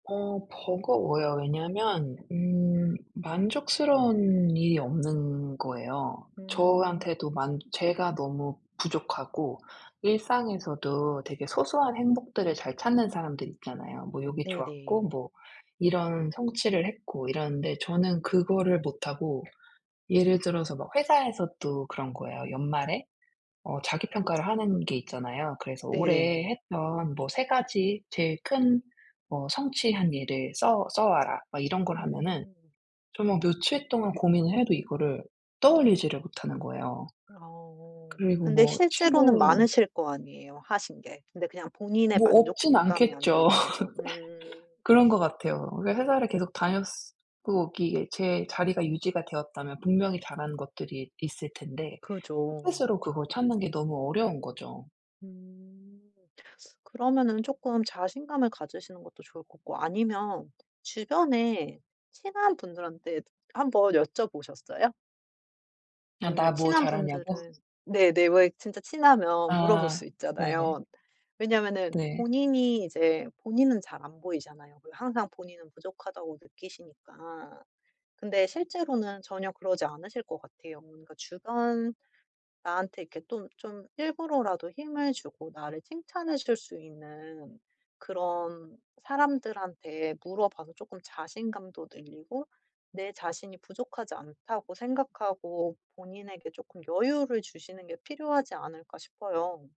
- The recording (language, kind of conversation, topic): Korean, advice, 나쁜 습관을 다른 행동으로 바꾸려면 어떻게 시작해야 하나요?
- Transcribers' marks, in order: other background noise; laugh; tapping; sniff